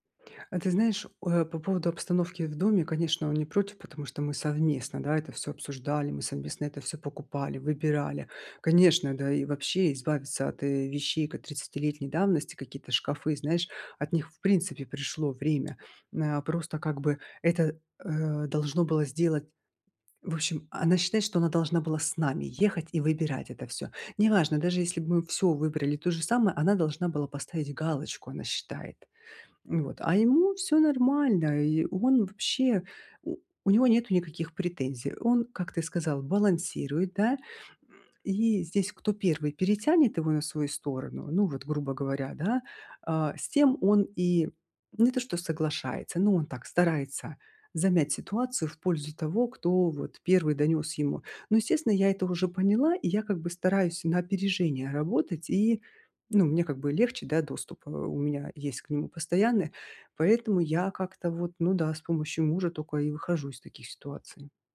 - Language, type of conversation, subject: Russian, advice, Как сохранить хорошие отношения, если у нас разные жизненные взгляды?
- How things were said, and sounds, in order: none